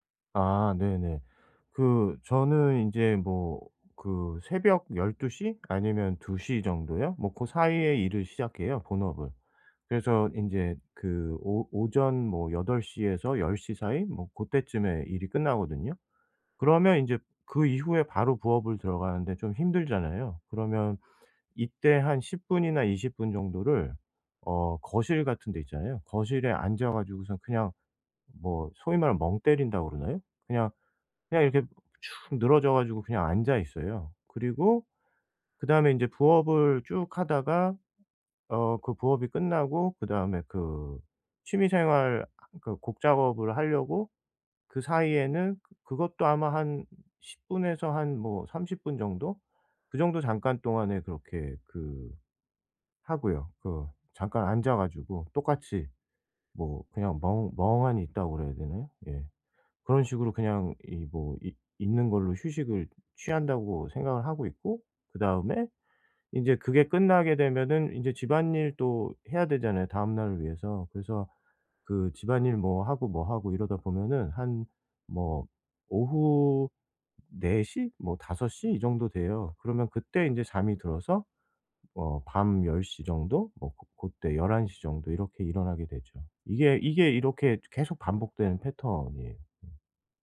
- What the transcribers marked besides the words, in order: other background noise
- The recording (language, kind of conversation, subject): Korean, advice, 어떻게 하면 집에서 편하게 쉬는 습관을 꾸준히 만들 수 있을까요?